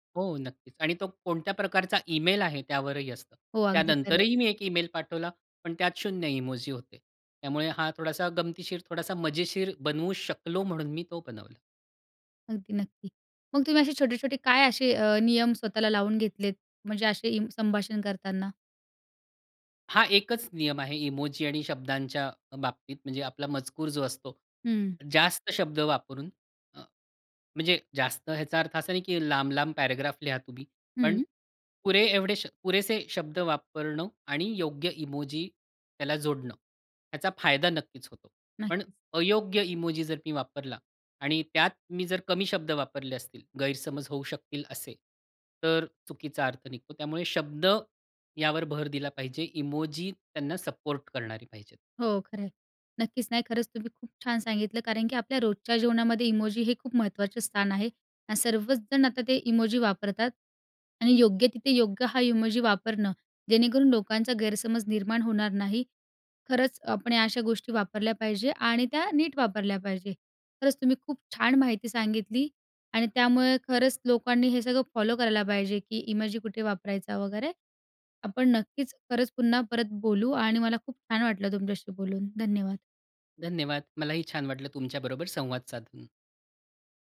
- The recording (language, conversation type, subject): Marathi, podcast, इमोजी वापरल्यामुळे संभाषणात कोणते गैरसमज निर्माण होऊ शकतात?
- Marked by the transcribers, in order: other background noise; tapping